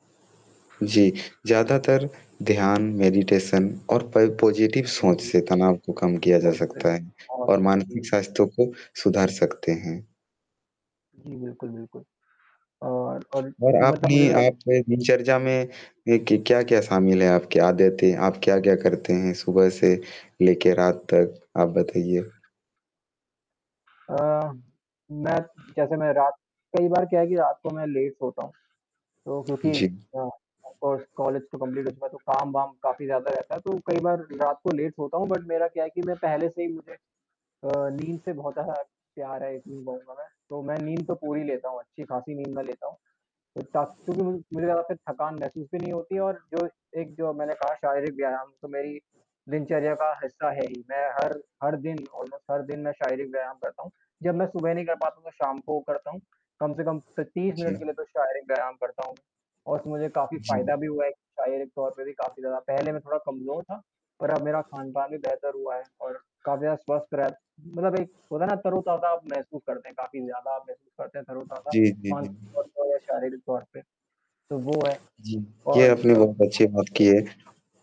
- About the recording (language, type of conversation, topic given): Hindi, unstructured, आप अपनी सेहत का ख्याल कैसे रखते हैं?
- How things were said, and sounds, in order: static; in English: "मेडिटेशन"; in English: "पॉज़िटिव"; distorted speech; "दिनचर्या" said as "दिनचर्जा"; in English: "ऑफ़ कोर्स"; in English: "कंप्लीट"; in English: "बट"; in English: "ऑलमोस्ट"; unintelligible speech